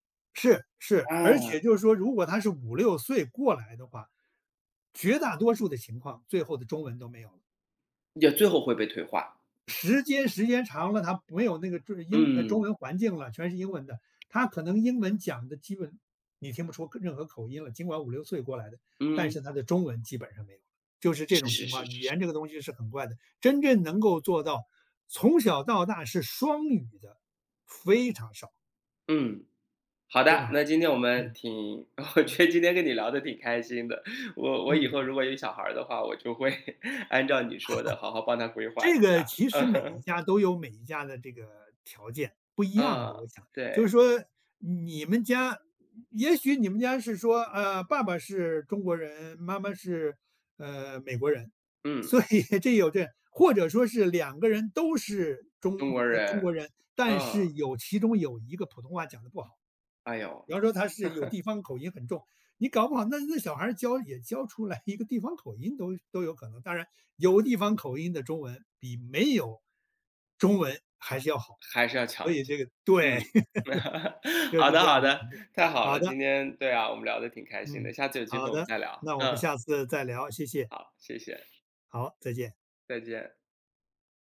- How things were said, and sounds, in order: other background noise; laughing while speaking: "我觉得今天跟你聊得挺开心的"; laughing while speaking: "就会"; laugh; laughing while speaking: "嗯哼"; laughing while speaking: "所以"; chuckle; chuckle; laughing while speaking: "好的 好的"; chuckle; unintelligible speech
- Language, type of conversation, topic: Chinese, podcast, 你是怎么教孩子说家乡话或讲家族故事的？